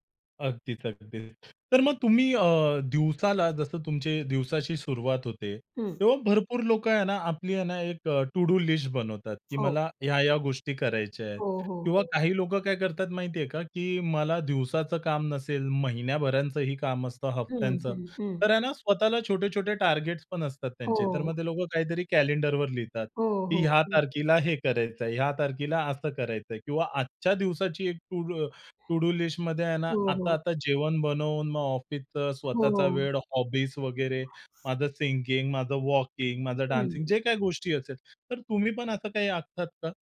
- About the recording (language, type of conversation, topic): Marathi, podcast, कामात लक्ष केंद्रित ठेवण्यासाठी तुम्ही काय करता?
- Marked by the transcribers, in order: in English: "टू डू लिस्ट"; in English: "टार्गेट"; in English: "टू डू टू डू लिस्टमध्ये"; in English: "हॉबीज"; other noise; in English: "सिंगिंग"; in English: "डान्सिंग"